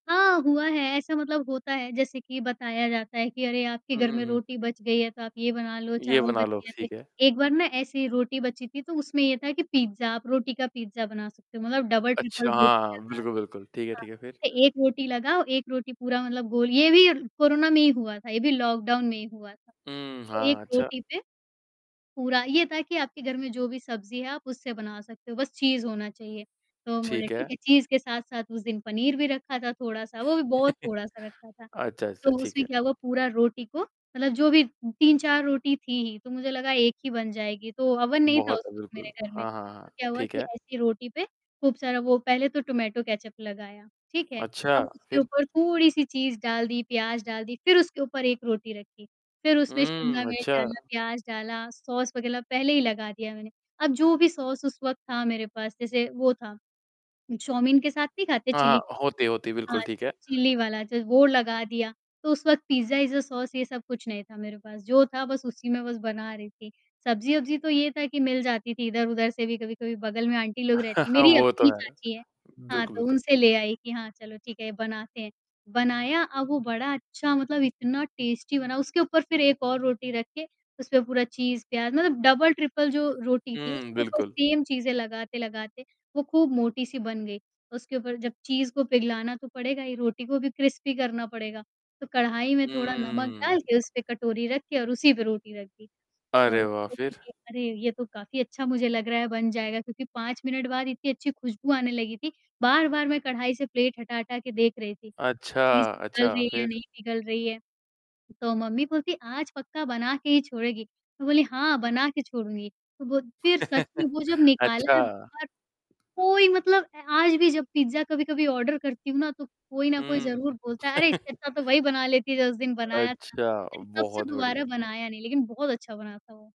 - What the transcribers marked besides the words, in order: static; distorted speech; in English: "डबल-ट्रिपल"; other background noise; chuckle; in English: "टमाटो"; in English: "चिल्ली"; in English: "चिल्ली"; chuckle; in English: "टेस्टी"; in English: "डबल-ट्रिपल"; in English: "क्रिस्पी"; laugh; in English: "ऑर्डर"; laugh
- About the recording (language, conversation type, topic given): Hindi, podcast, बचे हुए खाने को आप नए स्वाद और रूप में कैसे बदलते हैं?